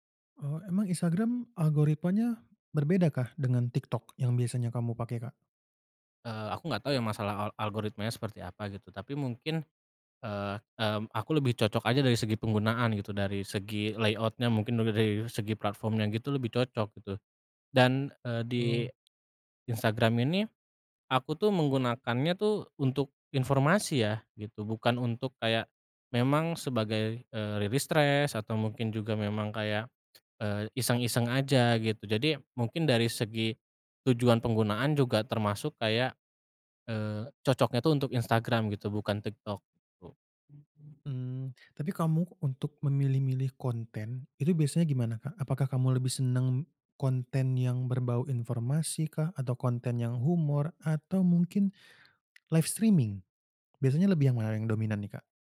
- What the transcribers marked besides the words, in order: in English: "layout-nya"; tapping; other background noise; in English: "live streaming?"
- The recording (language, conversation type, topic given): Indonesian, podcast, Bagaimana pengaruh media sosial terhadap selera hiburan kita?